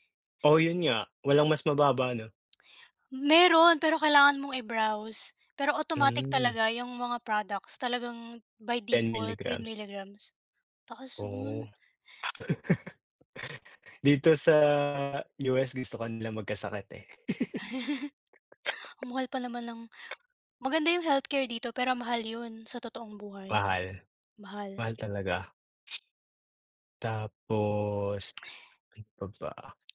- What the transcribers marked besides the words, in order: tongue click; laugh; chuckle; drawn out: "Tapos"
- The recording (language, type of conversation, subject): Filipino, unstructured, Paano ka magpapasya kung matutulog ka nang maaga o magpupuyat?